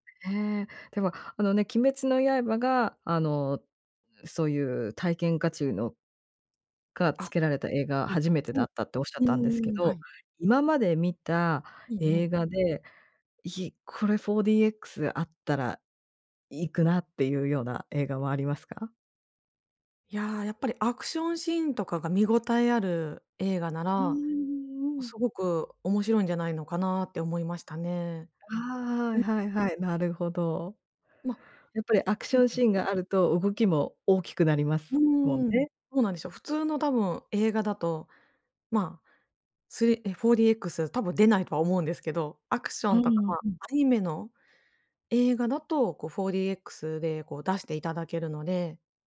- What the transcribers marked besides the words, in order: none
- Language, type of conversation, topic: Japanese, podcast, 配信の普及で映画館での鑑賞体験はどう変わったと思いますか？